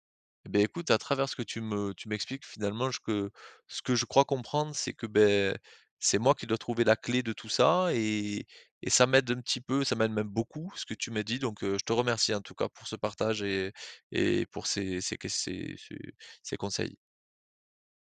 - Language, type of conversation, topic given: French, advice, Comment demander un retour honnête après une évaluation annuelle ?
- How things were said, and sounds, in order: none